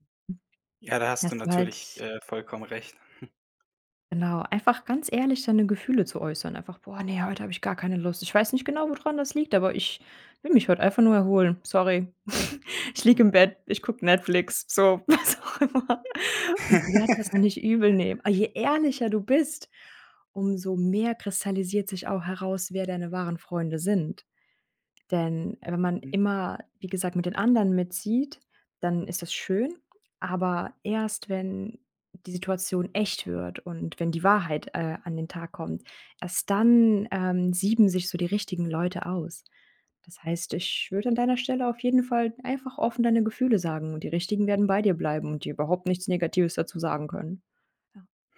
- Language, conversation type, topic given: German, advice, Warum fällt es mir schwer, bei Bitten von Freunden oder Familie Nein zu sagen?
- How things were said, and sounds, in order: chuckle; giggle; laugh; laughing while speaking: "was auch immer"; stressed: "ehrlicher"